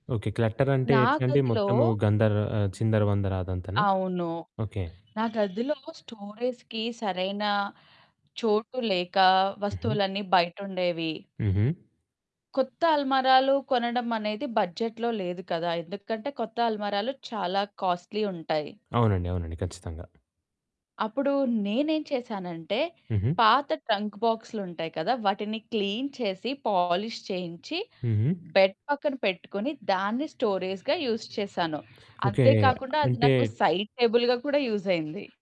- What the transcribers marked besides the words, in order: in English: "క్లటర్"; other background noise; static; in English: "స్టోరేజ్‌కి"; in English: "బడ్జెట్‌లో"; in English: "కాస్ట్‌లీ"; in English: "ట్రంక్"; in English: "క్లీన్"; distorted speech; in English: "పాలిష్"; in English: "బెడ్"; in English: "స్టోరేజ్‌గా యూజ్"; in English: "సైడ్ టేబుల్‌గా"
- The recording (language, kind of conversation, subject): Telugu, podcast, చిన్న బడ్జెట్‌తో గదిని ఆకర్షణీయంగా ఎలా మార్చుకోవాలి?